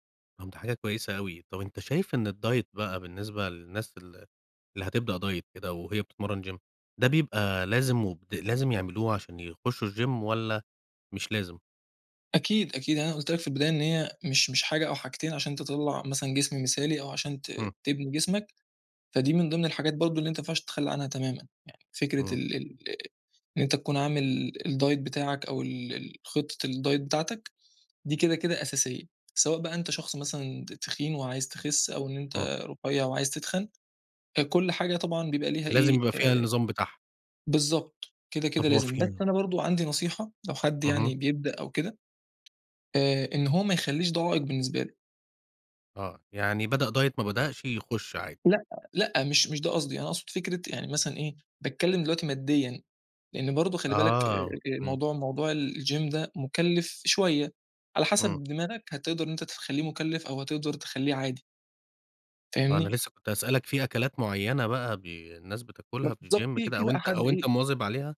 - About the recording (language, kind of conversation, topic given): Arabic, podcast, فيه نصايح بسيطة للمبتدئين هنا؟
- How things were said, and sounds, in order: in English: "الdiet"; in English: "diet"; in English: "gym"; in English: "الgym"; in English: "الdiet"; in English: "الdiet"; tapping; in English: "diet"; in English: "الgym"; in English: "الgym"